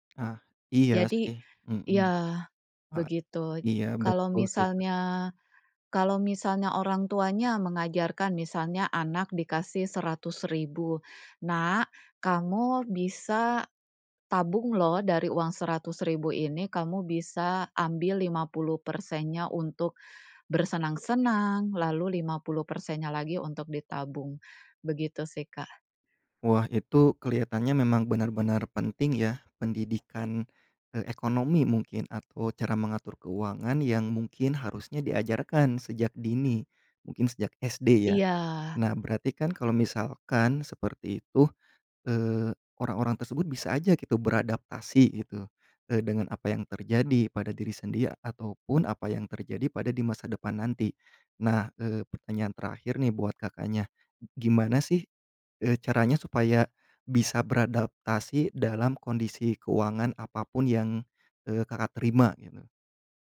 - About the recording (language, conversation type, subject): Indonesian, podcast, Gimana caramu mengatur keuangan untuk tujuan jangka panjang?
- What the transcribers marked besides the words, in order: tapping; other background noise